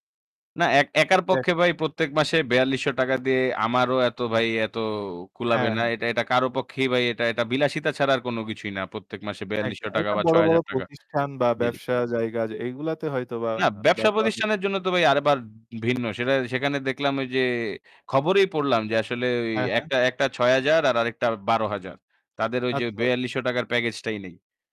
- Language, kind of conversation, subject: Bengali, unstructured, আপনি সাম্প্রতিক সময়ে কোনো ভালো খবর শুনেছেন কি?
- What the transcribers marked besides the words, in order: static; distorted speech; "আবার" said as "আরবার"